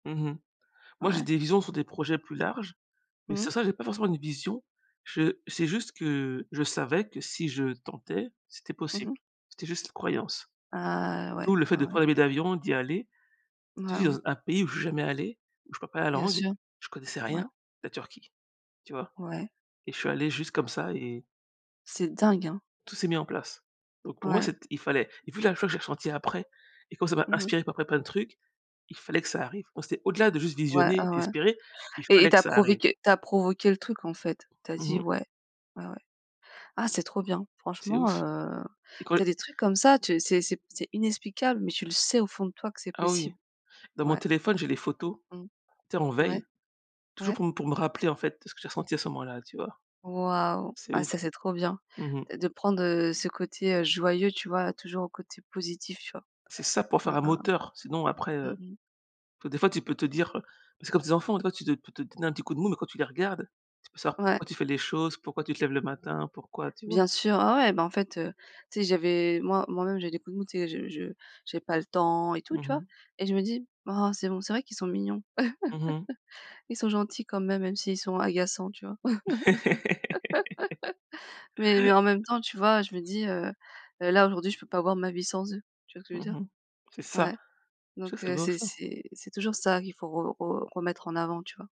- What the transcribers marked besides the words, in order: stressed: "inspiré"; other noise; other background noise; drawn out: "heu"; stressed: "sais"; stressed: "moteur"; tapping; chuckle; laugh; stressed: "ça"
- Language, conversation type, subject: French, unstructured, Peux-tu partager un moment où tu as ressenti une vraie joie ?